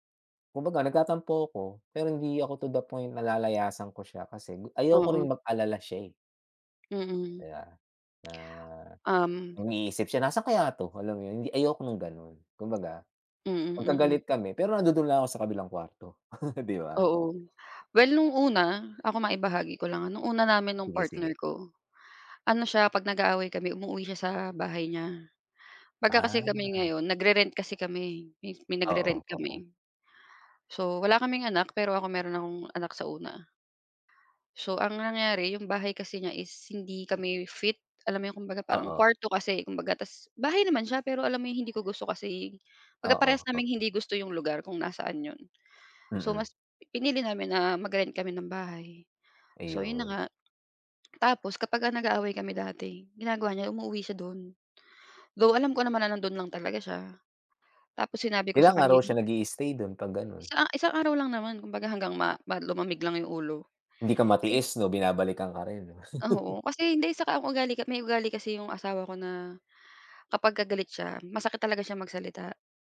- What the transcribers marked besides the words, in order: other background noise; chuckle; tapping; laugh
- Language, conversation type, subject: Filipino, unstructured, Paano mo ipinapakita ang pagmamahal sa iyong kapareha?